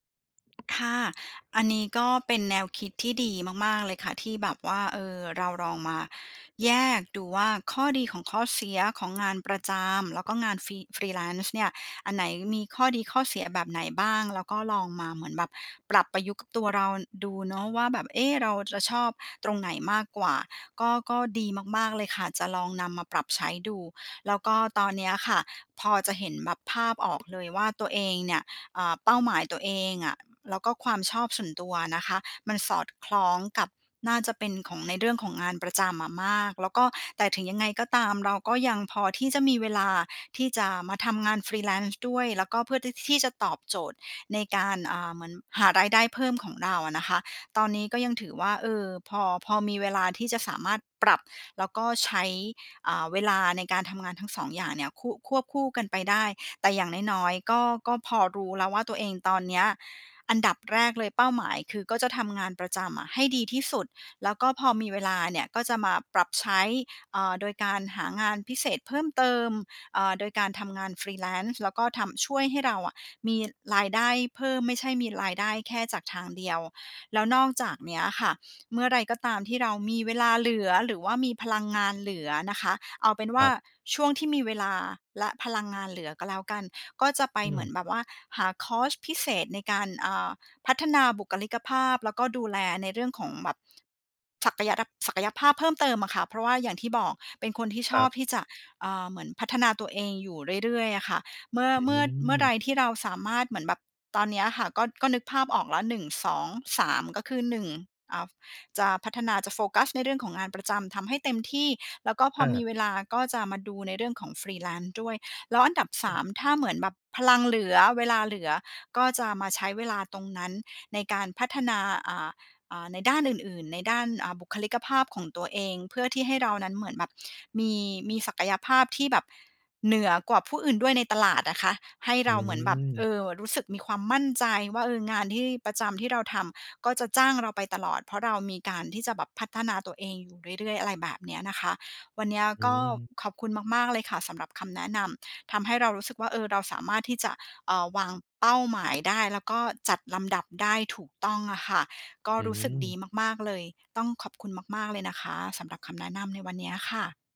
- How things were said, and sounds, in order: tapping; in English: "Free Freelance"; in English: "Freelance"; in English: "Freelance"; in English: "Freelance"
- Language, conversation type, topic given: Thai, advice, ฉันควรจัดลำดับความสำคัญของเป้าหมายหลายอย่างที่ชนกันอย่างไร?